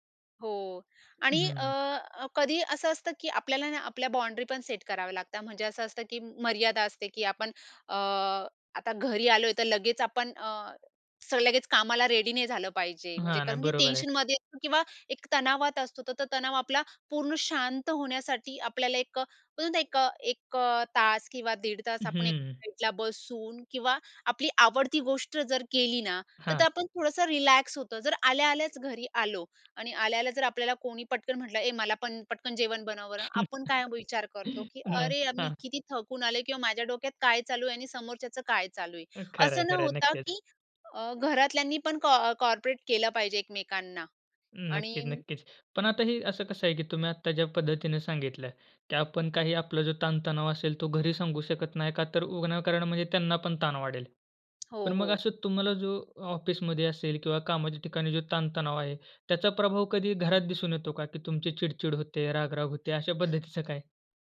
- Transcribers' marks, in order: in English: "बॉन्डरी"; "बाउंडरी" said as "बॉन्डरी"; in English: "सेट"; in English: "रेडी"; in English: "साईडला"; in English: "रिलॅक्स"; other noise; chuckle; in English: "कॉ कॉर्पोरेट"; "कोऑपरेट" said as "कॉर्पोरेट"; "विनाकारण" said as "उगणाकारण"; laughing while speaking: "अशा पद्धतीचं काय?"
- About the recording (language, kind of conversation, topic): Marathi, podcast, आजच्या ताणतणावात घराला सुरक्षित आणि शांत आश्रयस्थान कसं बनवता?